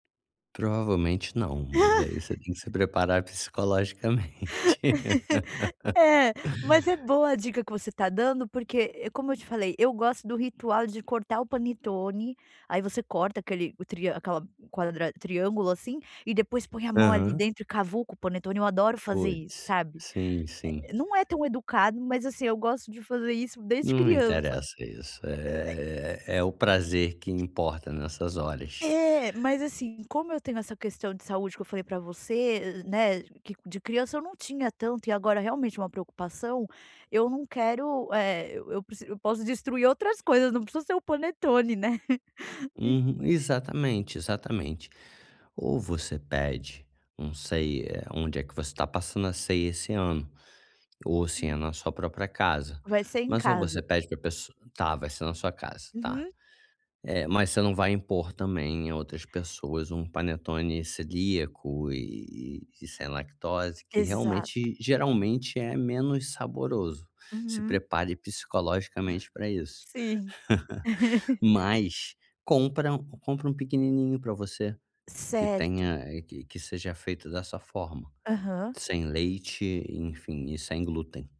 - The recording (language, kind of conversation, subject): Portuguese, advice, Como posso manter uma alimentação equilibrada durante celebrações e festas?
- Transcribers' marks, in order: laugh; laugh; laugh; unintelligible speech; laugh; laugh